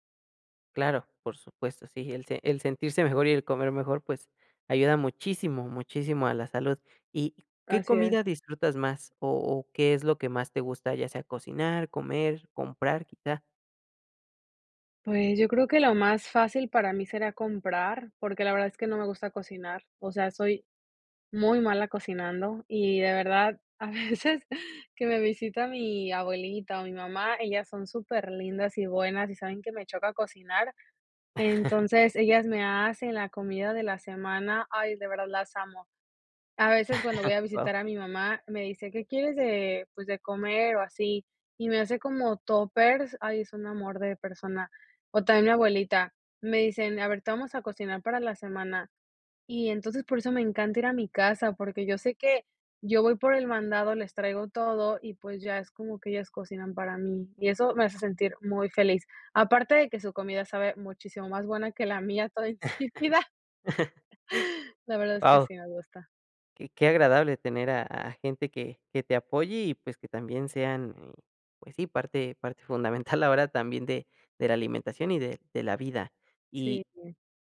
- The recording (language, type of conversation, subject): Spanish, podcast, ¿Cómo planificas las comidas de la semana sin volverte loco?
- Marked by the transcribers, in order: laughing while speaking: "a veces"; chuckle; chuckle; laughing while speaking: "toda insípida"; laugh; laughing while speaking: "fundamental ahora"